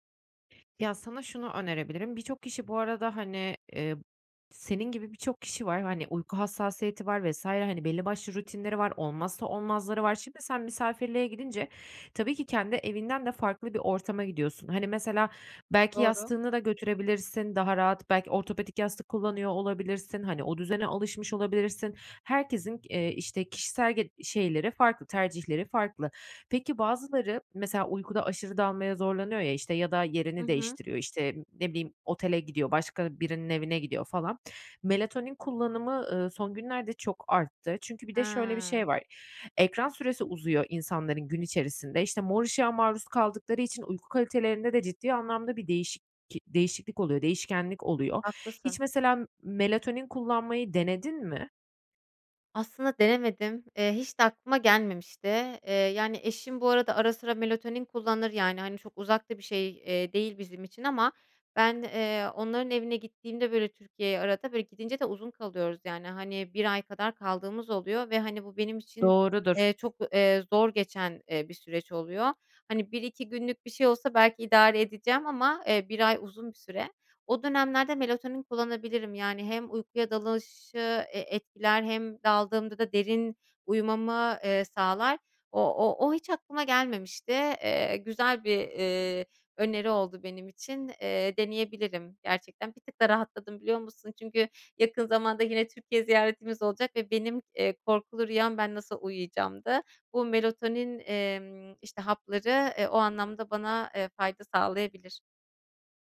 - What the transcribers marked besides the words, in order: other background noise
- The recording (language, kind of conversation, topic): Turkish, advice, Seyahatte veya farklı bir ortamda uyku düzenimi nasıl koruyabilirim?